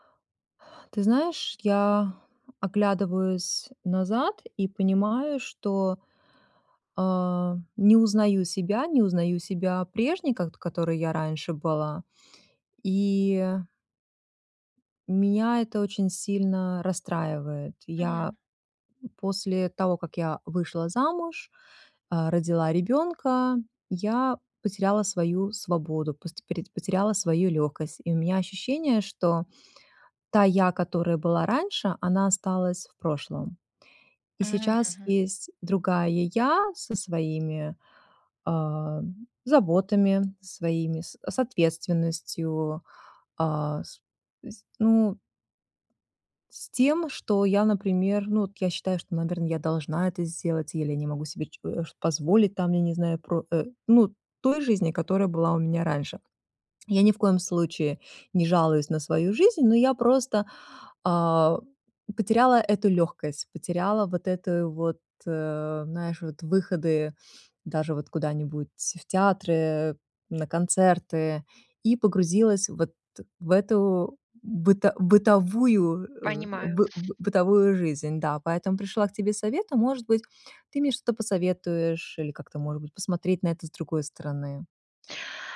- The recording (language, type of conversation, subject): Russian, advice, Как справиться с чувством утраты прежней свободы после рождения ребёнка или с возрастом?
- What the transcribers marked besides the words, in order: tapping; other noise; other background noise